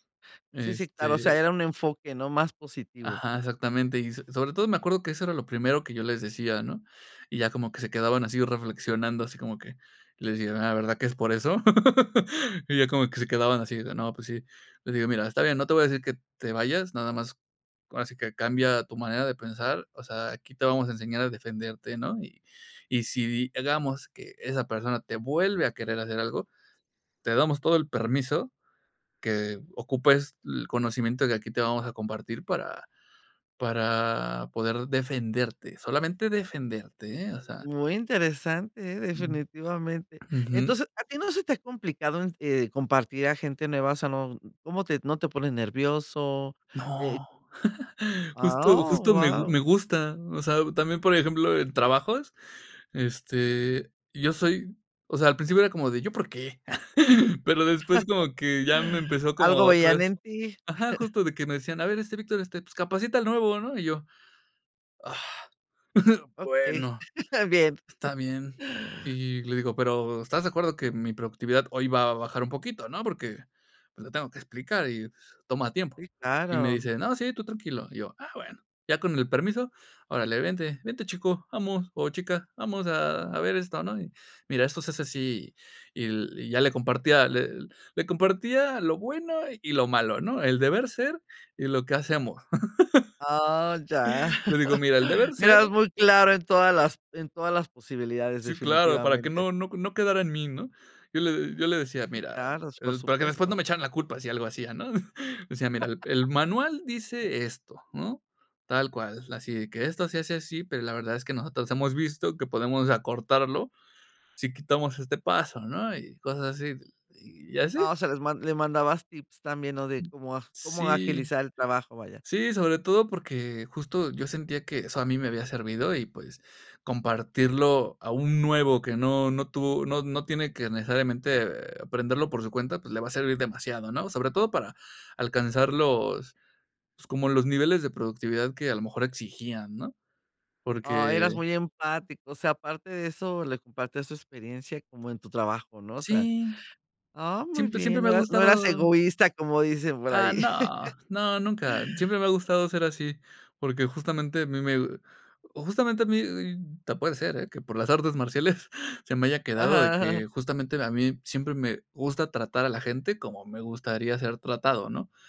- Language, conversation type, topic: Spanish, podcast, ¿Qué consejos darías a alguien que quiere compartir algo por primera vez?
- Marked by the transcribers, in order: laugh; other noise; chuckle; chuckle; chuckle; chuckle; chuckle; chuckle; chuckle; chuckle; chuckle